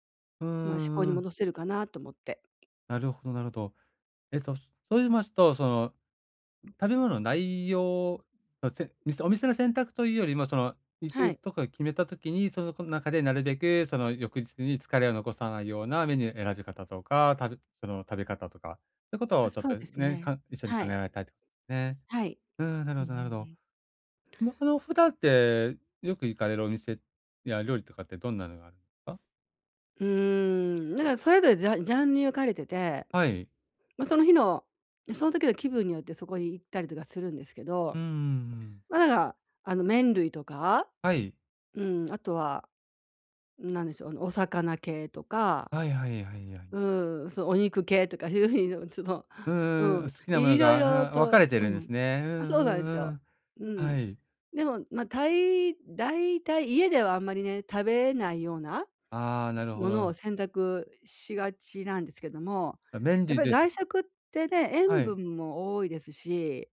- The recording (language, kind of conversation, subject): Japanese, advice, 外食のとき、どうすれば健康的な選択ができますか？
- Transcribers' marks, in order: other background noise; tapping; unintelligible speech